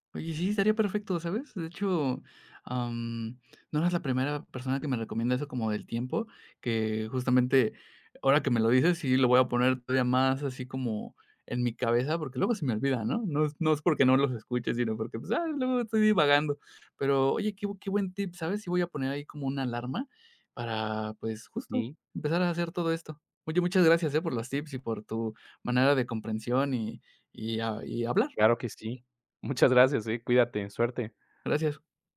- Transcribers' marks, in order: none
- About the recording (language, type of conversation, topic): Spanish, advice, ¿Cómo puedo superar la parálisis por perfeccionismo que me impide avanzar con mis ideas?